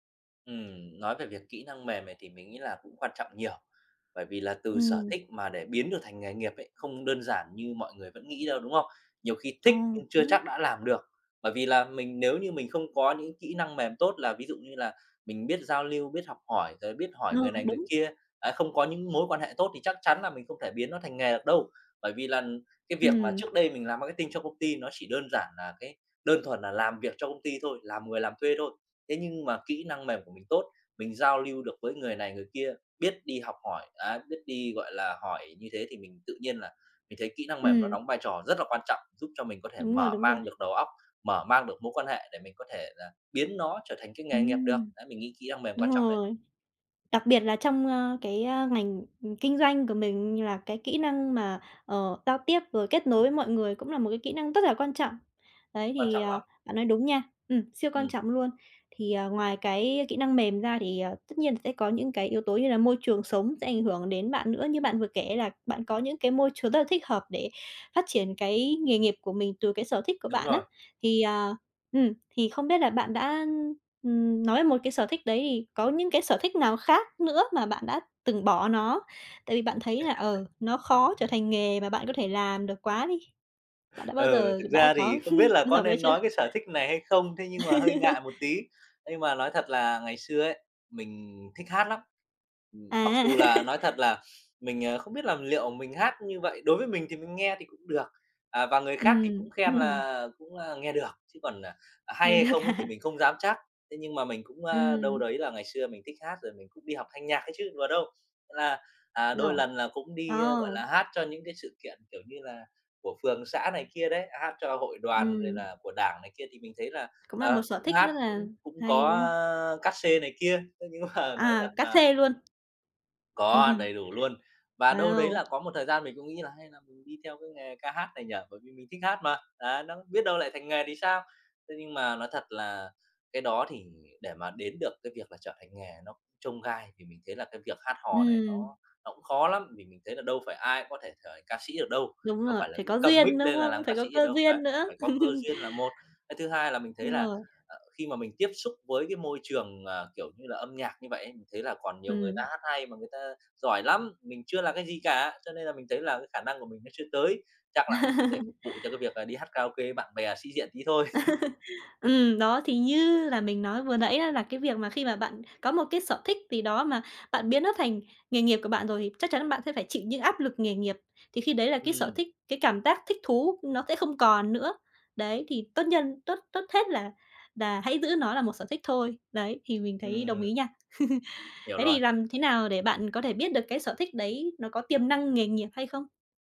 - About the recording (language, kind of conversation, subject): Vietnamese, podcast, Bạn nghĩ sở thích có thể trở thành nghề không?
- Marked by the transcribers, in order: tapping; laugh; chuckle; laugh; laugh; chuckle; laughing while speaking: "được hả?"; laughing while speaking: "mà"; chuckle; other background noise; in English: "mic"; laugh; laugh; laugh; chuckle